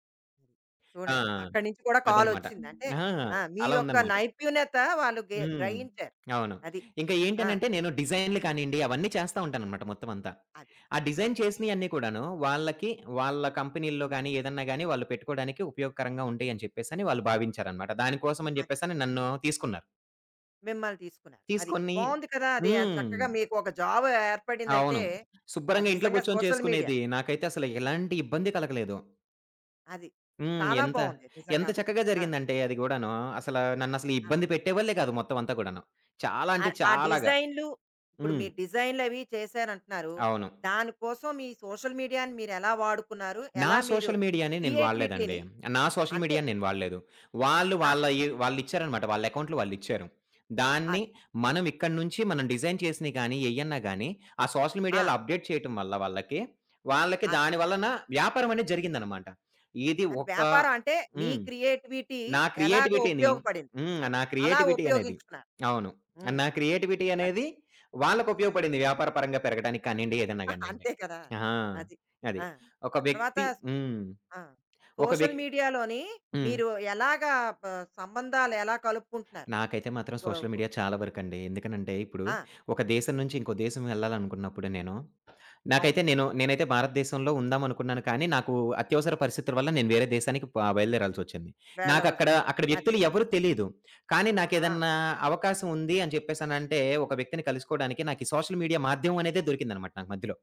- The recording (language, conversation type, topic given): Telugu, podcast, సోషల్ మీడియా మీ క్రియేటివిటీని ఎలా మార్చింది?
- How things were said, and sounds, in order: other background noise; tapping; in English: "డిజైన్"; in English: "సోషల్ మీడియా"; in English: "సోషల్ మీడియాని"; in English: "సోషల్ మీడియాని"; in English: "క్రియేటివిటీని"; in English: "సోషల్ మీడియాని"; in English: "డిజైన్"; in English: "సోషల్ మీడియాలో అప్‌డేట్"; in English: "క్రియేటివిటీ"; in English: "క్రియేటివిటీని"; in English: "క్రియేటివిటీ"; in English: "క్రియేటివిటీ"; chuckle; in English: "సోషల్ మీడియాలోని"; in English: "సోషల్ మీడియా"; in English: "సోషల్ మీడియా"